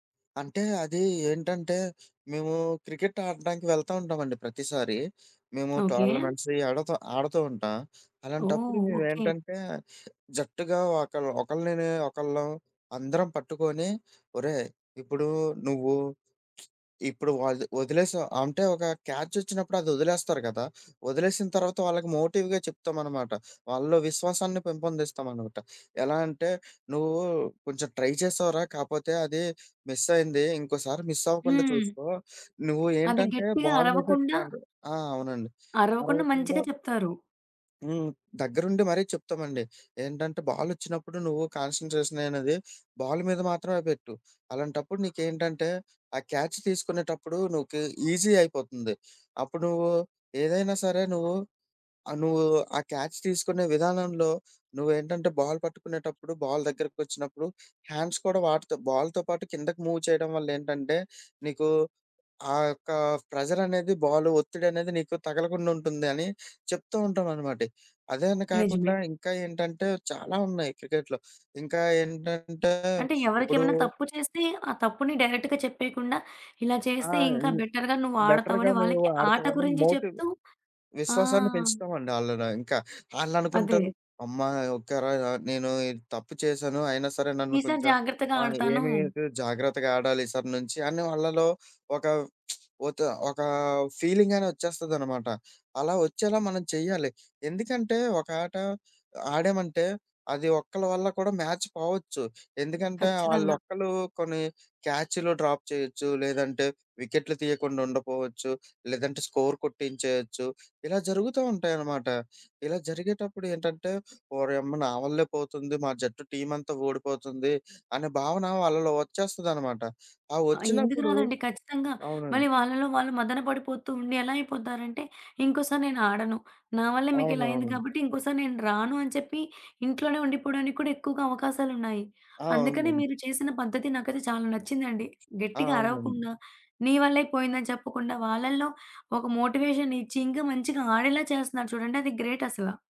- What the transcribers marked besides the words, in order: tapping; other background noise; in English: "టోర్నమెంట్స్"; lip smack; in English: "మోటివ్‌గా"; in English: "ట్రై"; in English: "బాల్"; in English: "బాల్"; in English: "క్యాచ్"; "నీకే" said as "నూకే"; in English: "ఈజీ"; in English: "క్యాచ్"; in English: "బాల్"; in English: "బాల్"; in English: "హ్యాండ్స్"; in English: "బాల్‌తో"; in English: "మూవ్"; in English: "డైరెక్ట్‌గా"; in English: "బెటర్‌గా"; in English: "బెటర్‌గా"; in English: "మోటివ్"; lip smack; in English: "మ్యాచ్"; in English: "క్యాచ్‌లు డ్రాప్"; in English: "స్కోర్"; in English: "మోటివేషన్"
- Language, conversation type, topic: Telugu, podcast, జట్టులో విశ్వాసాన్ని మీరు ఎలా పెంపొందిస్తారు?